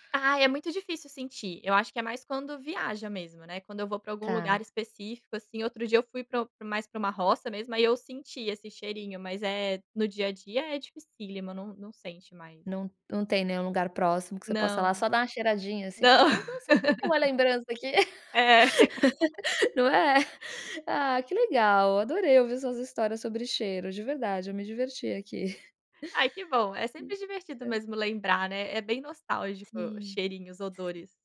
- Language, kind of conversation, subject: Portuguese, podcast, Que cheiros fazem você se sentir em casa?
- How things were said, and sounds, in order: laugh; chuckle; laugh; chuckle